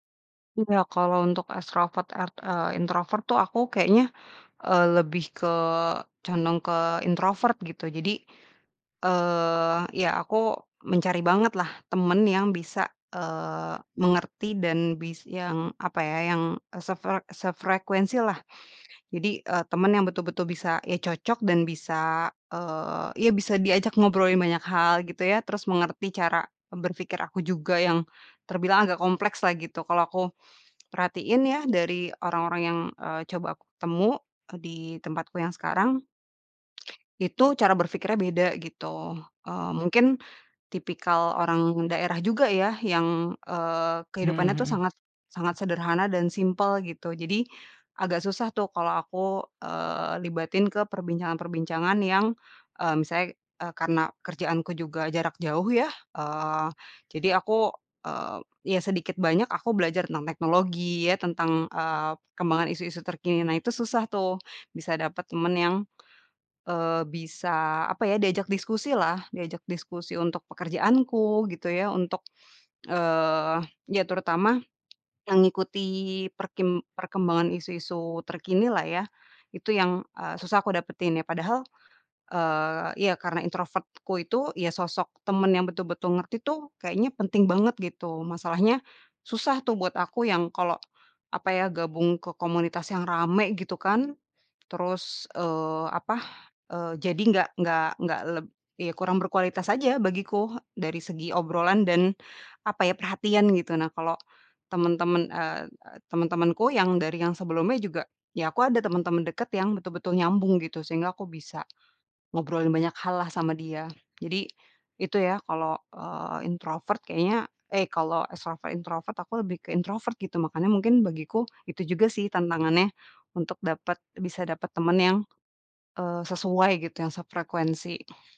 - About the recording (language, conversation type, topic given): Indonesian, advice, Bagaimana cara pindah ke kota baru tanpa punya teman dekat?
- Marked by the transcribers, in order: in English: "ekstrovert"; in English: "introvert"; in English: "introvert"; in English: "introvert-ku"; in English: "introvert"; in English: "ekstrovert, introvert"; in English: "introvert"